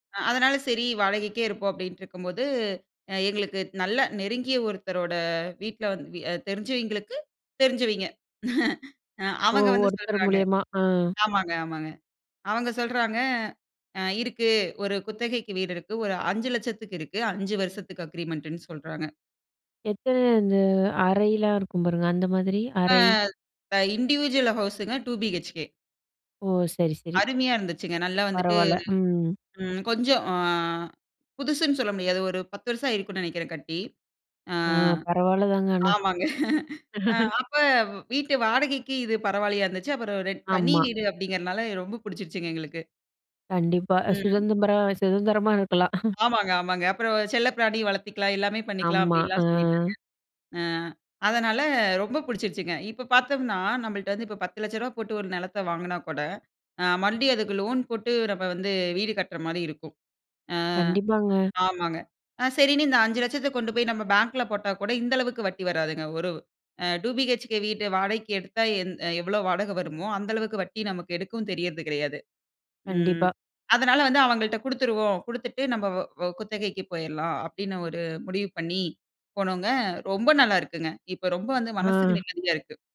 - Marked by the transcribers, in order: laugh; in English: "அக்ரிமெண்டுன்னு"; other background noise; in English: "இண்டிவிஜுவல் ஹவுஸுங்க. டூ பிஹெச்கே"; laugh; chuckle; in English: "டூ பிஹெச்கே"
- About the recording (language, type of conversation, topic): Tamil, podcast, வீடு வாங்கலாமா அல்லது வாடகை வீட்டிலேயே தொடரலாமா என்று முடிவெடுப்பது எப்படி?